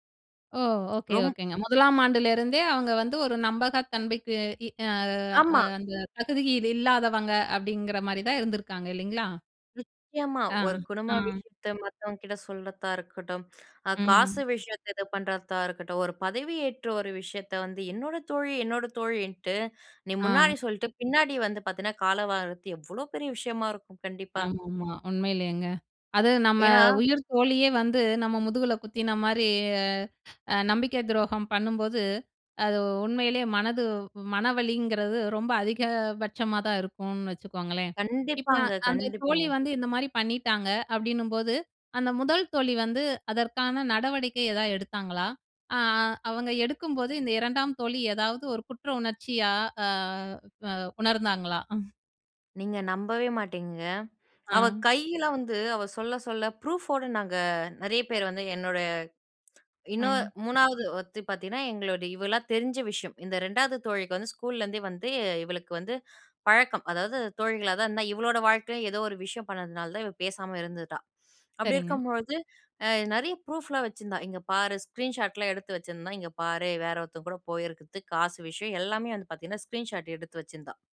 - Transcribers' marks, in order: other noise; "சொல்றதா" said as "சொல்றத்தா"; "பண்ணுறதா" said as "பண்ணுறத்தா"; inhale; "காலவாறது" said as "காலவாறத்து"; other background noise; inhale; "எதாவது" said as "எதா"; anticipating: "இந்த இரண்டாம் தோழி எதாவது ஒரு குற்ற உணர்ச்சியா, அ அ அ உணர்ந்தாங்களா?"; laugh; in English: "ப்ரூஃபோட"; in English: "ஸ்கூல்லேருந்தே"; in English: "ப்ரூஃப்லாம்"; in English: "ஸ்க்ரீன் ஷாட்லாம்"; in English: "ஸ்க்ரீன் ஷாட்"
- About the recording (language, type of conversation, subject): Tamil, podcast, நம்பிக்கையை மீண்டும் கட்டுவது எப்படி?